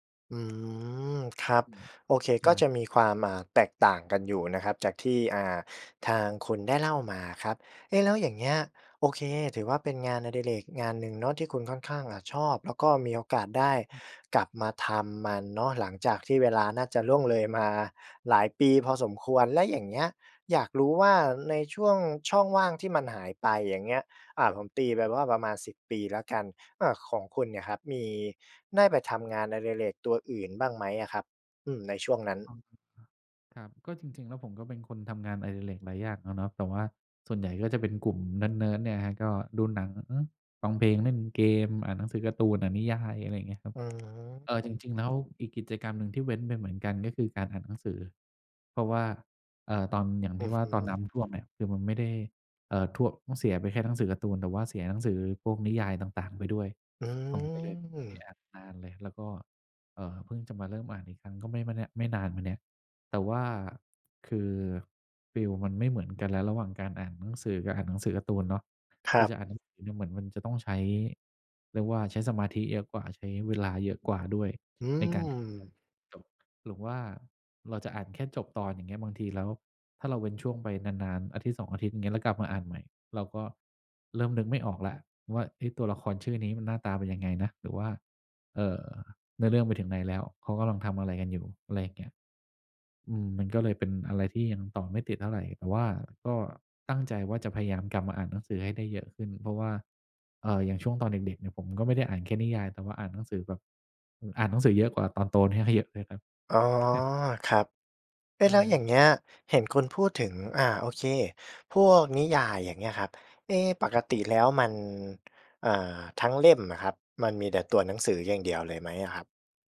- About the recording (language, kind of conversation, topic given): Thai, podcast, ช่วงนี้คุณได้กลับมาทำงานอดิเรกอะไรอีกบ้าง แล้วอะไรทำให้คุณอยากกลับมาทำอีกครั้ง?
- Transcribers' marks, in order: other background noise; background speech; tapping; laughing while speaking: "เยอะ"; chuckle